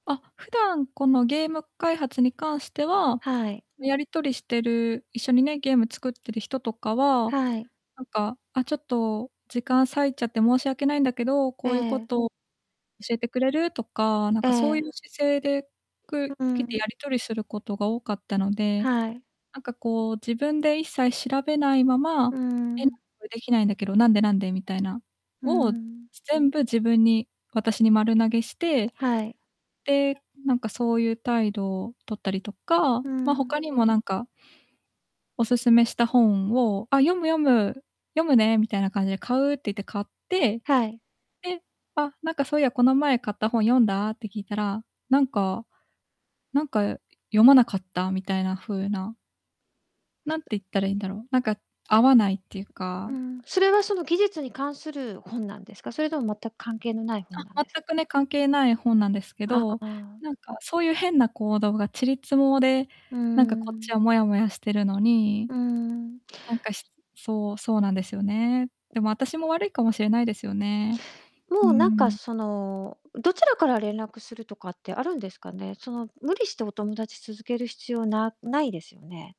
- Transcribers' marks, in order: distorted speech; other background noise; unintelligible speech
- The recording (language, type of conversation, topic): Japanese, advice, 友達に過去の失敗を何度も責められて落ち込むとき、どんな状況でどんな気持ちになりますか？